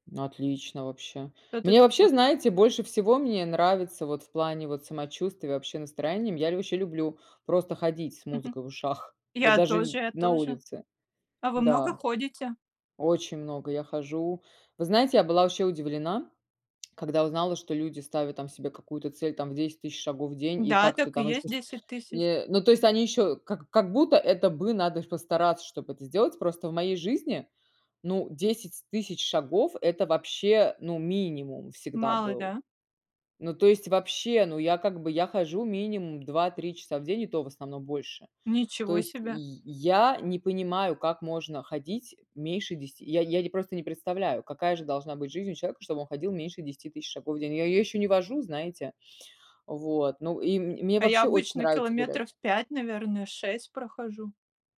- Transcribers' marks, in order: tapping; other background noise; unintelligible speech; background speech; alarm
- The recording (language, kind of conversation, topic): Russian, unstructured, Как спорт влияет на наше настроение и общее самочувствие?